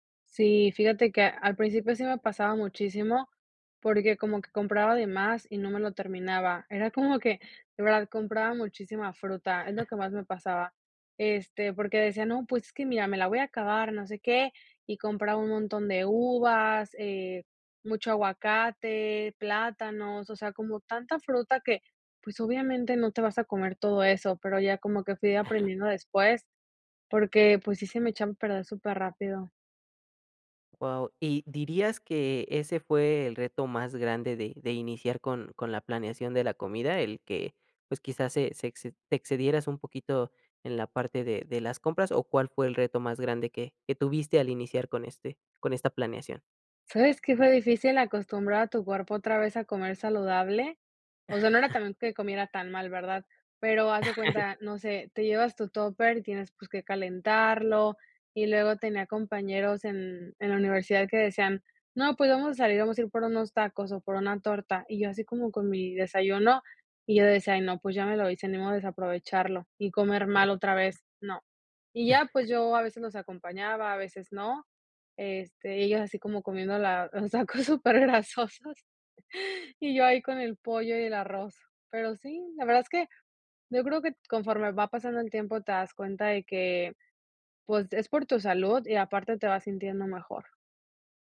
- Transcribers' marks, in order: laughing while speaking: "como que"; chuckle; giggle; chuckle; giggle; laughing while speaking: "los tacos supergrasosos"
- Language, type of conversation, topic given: Spanish, podcast, ¿Cómo planificas las comidas de la semana sin volverte loco?